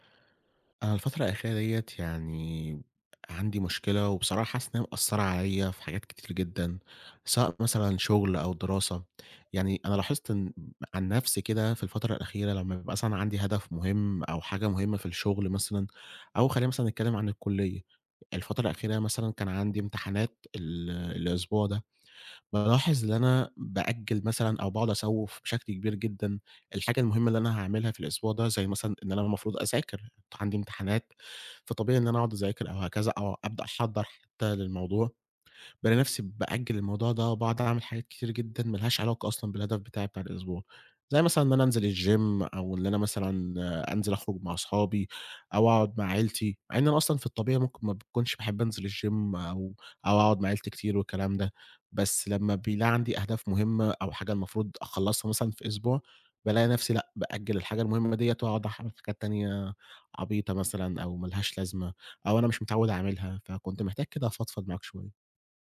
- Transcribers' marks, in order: in English: "الgym"; in English: "الgym"
- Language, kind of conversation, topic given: Arabic, advice, إزاي أبطل التسويف وأنا بشتغل على أهدافي المهمة؟